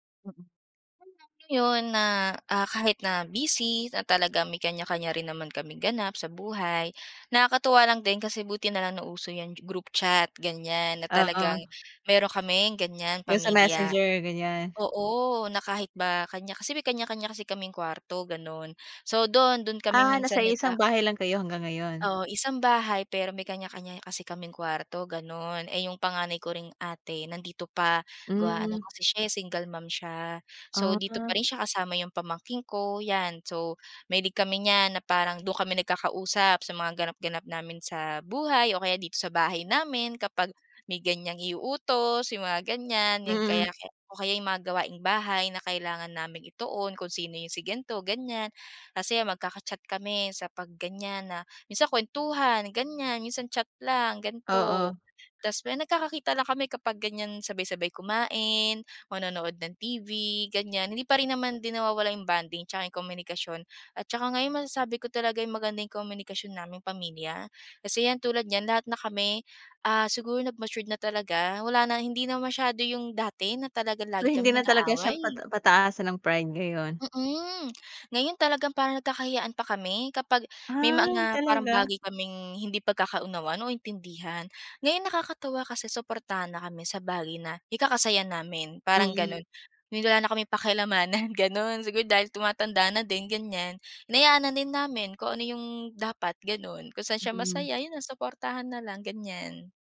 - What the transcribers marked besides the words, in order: drawn out: "ganon"; other background noise; drawn out: "Mm"; drawn out: "Ah"
- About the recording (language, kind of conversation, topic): Filipino, podcast, Paano mo pinananatili ang maayos na komunikasyon sa pamilya?
- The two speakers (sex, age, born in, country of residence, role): female, 25-29, Philippines, Philippines, guest; female, 25-29, Philippines, Philippines, host